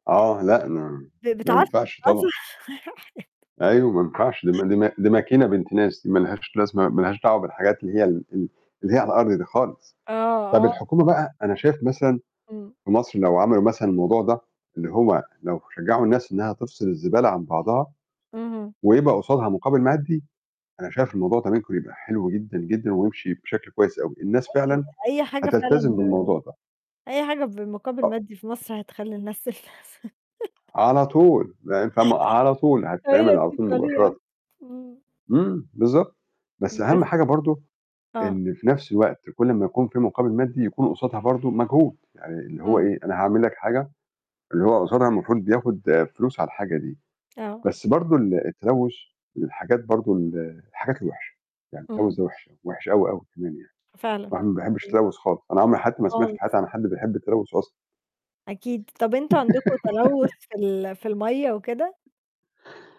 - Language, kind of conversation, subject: Arabic, unstructured, إزاي نقدر نقلل التلوث في مدينتنا بشكل فعّال؟
- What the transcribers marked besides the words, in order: laughing while speaking: "آه، صح"; unintelligible speech; unintelligible speech; laugh; tapping; other background noise; giggle